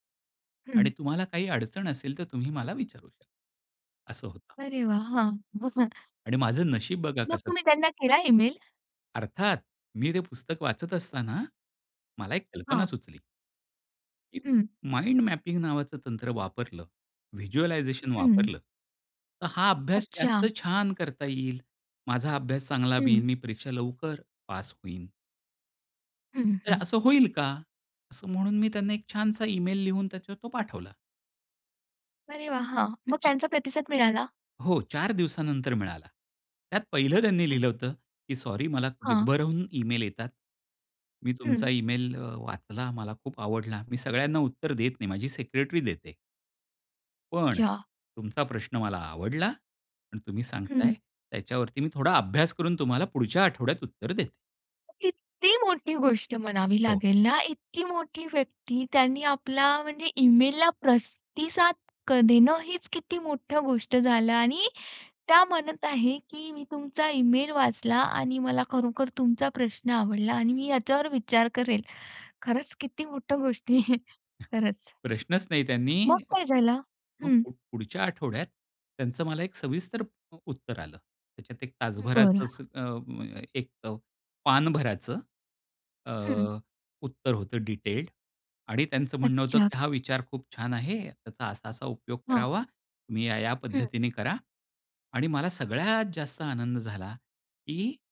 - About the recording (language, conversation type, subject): Marathi, podcast, आपण मार्गदर्शकाशी नातं कसं निर्माण करता आणि त्याचा आपल्याला कसा फायदा होतो?
- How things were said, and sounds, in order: unintelligible speech; tapping; other noise; in English: "माइंड मॅपिंग"; in English: "व्हिज्युअलायझेशन"; "होईल" said as "बीईन"; stressed: "पण"; "प्रतिसाद" said as "प्रस्तिसाद"; chuckle; laughing while speaking: "गोष्टी आहे"; unintelligible speech